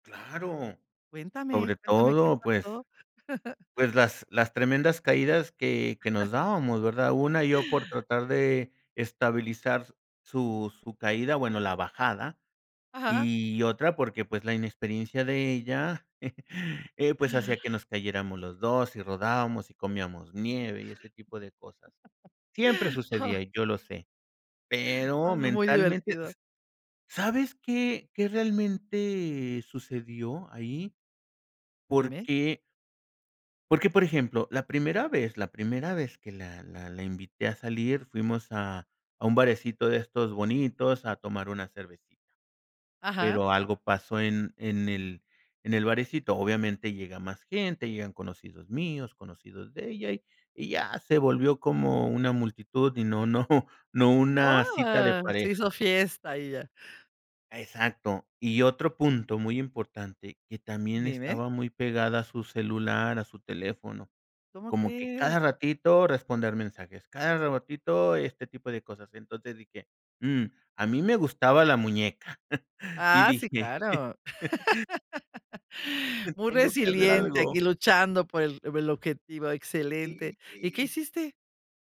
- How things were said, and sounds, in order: chuckle; chuckle; chuckle; chuckle; laugh; chuckle
- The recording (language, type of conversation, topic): Spanish, podcast, ¿Qué lección te ha enseñado la naturaleza que aplicas todos los días?